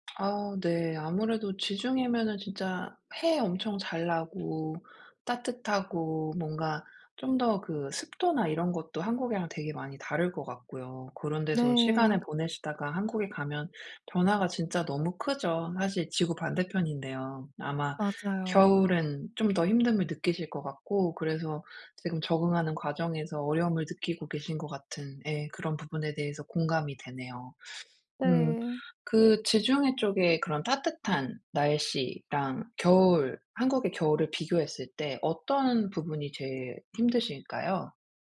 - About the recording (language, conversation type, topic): Korean, advice, 새로운 기후와 계절 변화에 어떻게 적응할 수 있을까요?
- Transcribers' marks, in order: tapping